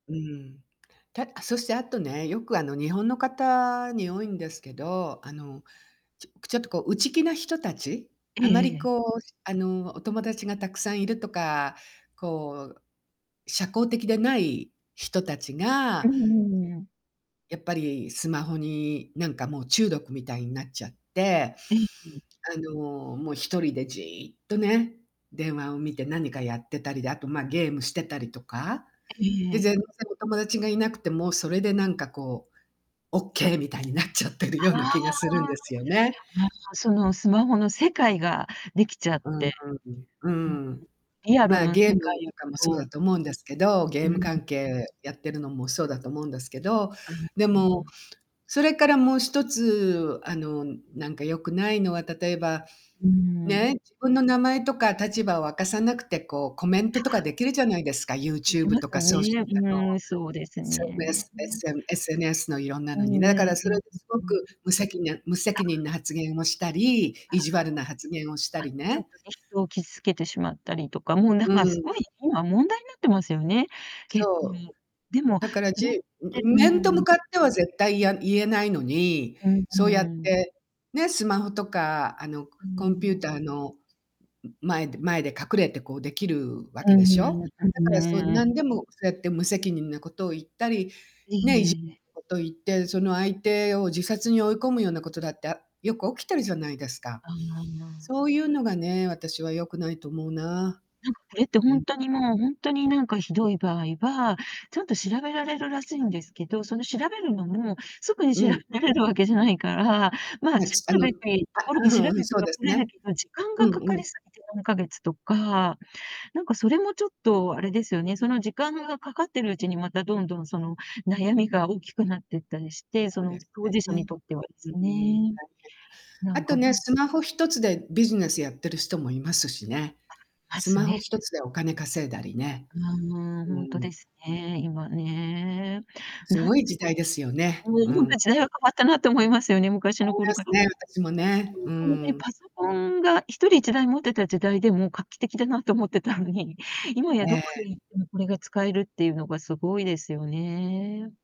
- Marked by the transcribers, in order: distorted speech; tapping; other background noise
- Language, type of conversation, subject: Japanese, unstructured, 最近のスマートフォンの使いすぎについて、どう思いますか？